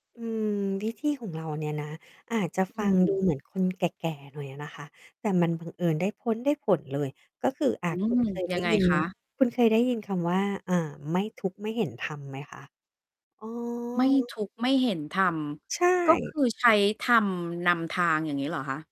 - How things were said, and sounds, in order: static; distorted speech; other background noise
- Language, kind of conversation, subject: Thai, podcast, เวลาที่คุณท้อที่สุด คุณทำอย่างไรให้ลุกขึ้นมาได้อีกครั้ง?